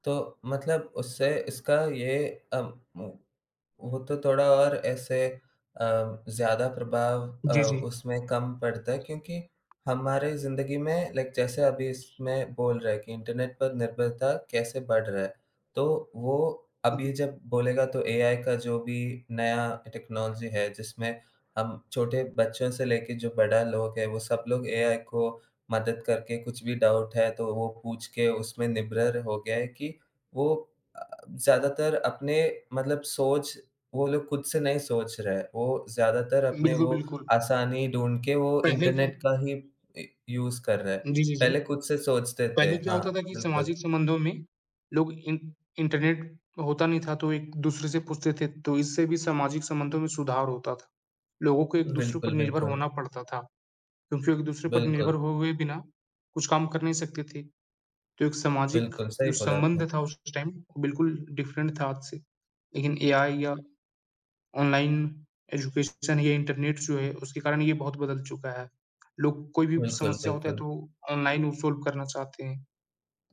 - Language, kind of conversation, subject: Hindi, unstructured, इंटरनेट ने आपके जीवन को कैसे बदला है?
- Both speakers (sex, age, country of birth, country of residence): male, 20-24, India, India; male, 20-24, India, India
- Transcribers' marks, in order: in English: "लाइक"; in English: "डाउट"; "निर्भर" said as "निब्रर"; in English: "यूज़"; tapping; in English: "टाइम"; in English: "डिफरेंट"; in English: "एजुकेशन"; in English: "सॉल्व"